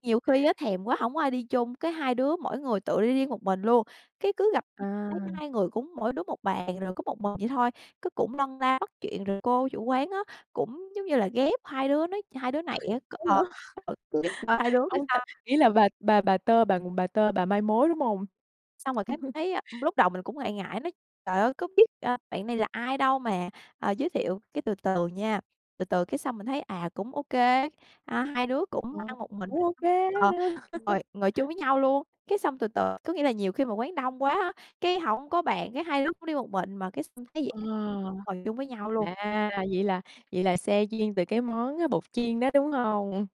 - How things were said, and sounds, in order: unintelligible speech; tapping; laughing while speaking: "Hay vậy?"; unintelligible speech; laugh; laughing while speaking: "nha"; laugh
- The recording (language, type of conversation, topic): Vietnamese, podcast, Món ăn đường phố bạn thích nhất là gì, và vì sao?
- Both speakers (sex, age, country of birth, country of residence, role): female, 25-29, Vietnam, Vietnam, guest; female, 25-29, Vietnam, Vietnam, host